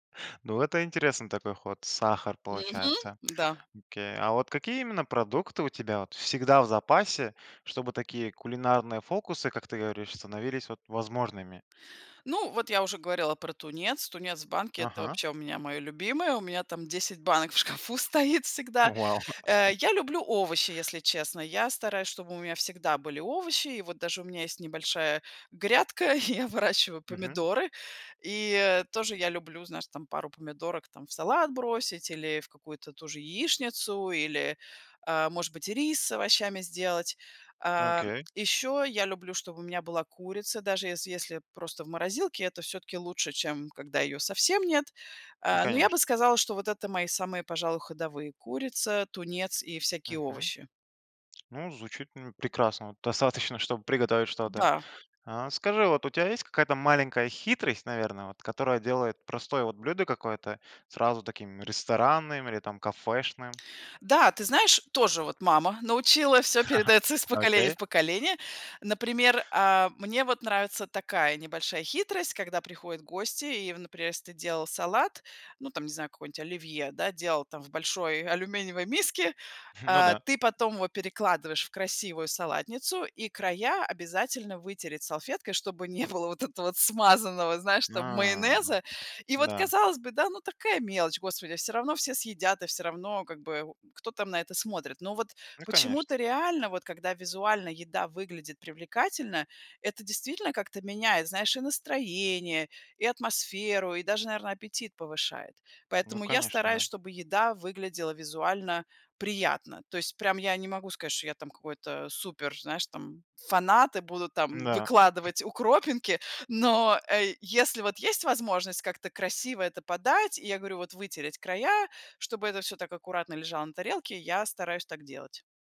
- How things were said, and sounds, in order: tapping; other background noise; laughing while speaking: "шкафу стоит"; chuckle; laughing while speaking: "я"; stressed: "хитрость"; chuckle; chuckle; laughing while speaking: "было"
- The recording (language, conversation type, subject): Russian, podcast, Как вы успеваете готовить вкусный ужин быстро?
- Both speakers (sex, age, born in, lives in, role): female, 40-44, Russia, United States, guest; male, 20-24, Kazakhstan, Hungary, host